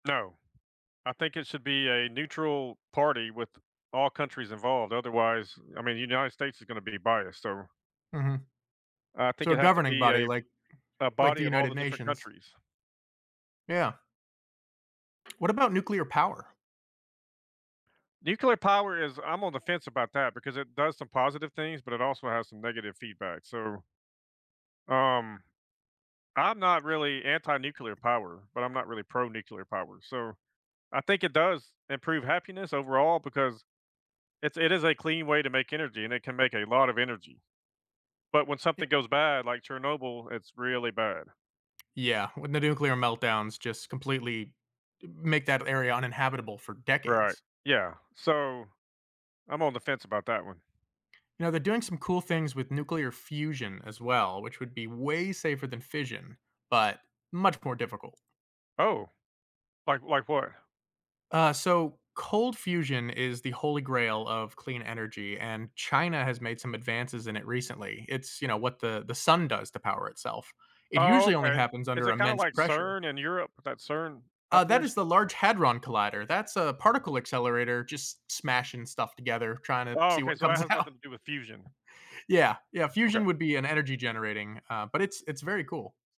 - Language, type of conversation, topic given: English, unstructured, Which invention from the past do you think has had the biggest impact on people’s well-being?
- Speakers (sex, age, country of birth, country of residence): male, 35-39, United States, United States; male, 50-54, United States, United States
- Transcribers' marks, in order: tapping; stressed: "way"; laughing while speaking: "out"